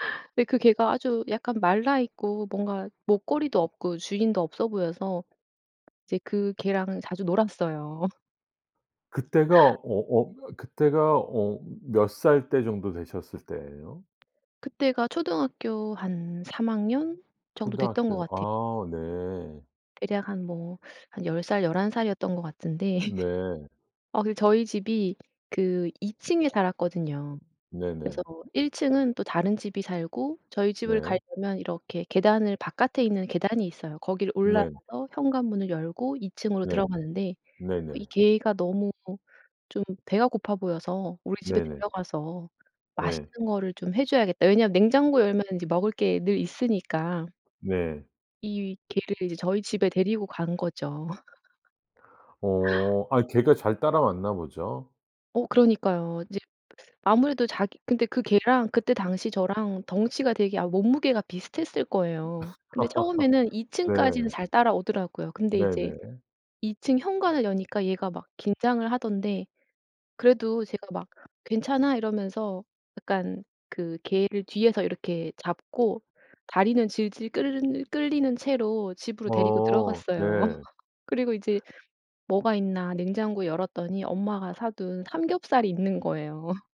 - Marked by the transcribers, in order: tapping; laugh; other background noise; laugh; laugh; laugh; laugh
- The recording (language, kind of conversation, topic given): Korean, podcast, 어릴 때 가장 소중했던 기억은 무엇인가요?